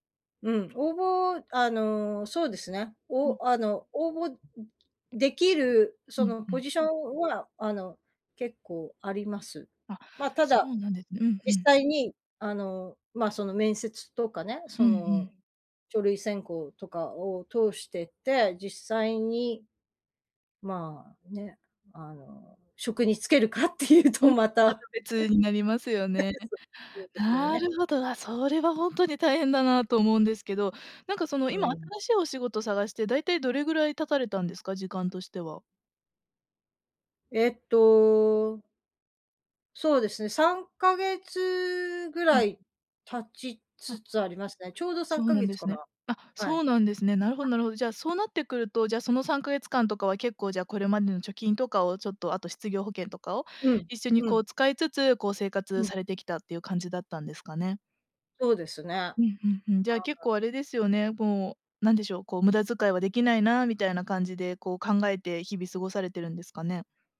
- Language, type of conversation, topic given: Japanese, advice, 失業によって収入と生活が一変し、不安が強いのですが、どうすればよいですか？
- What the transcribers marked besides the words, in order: other background noise; laughing while speaking: "かっていうとまた"; chuckle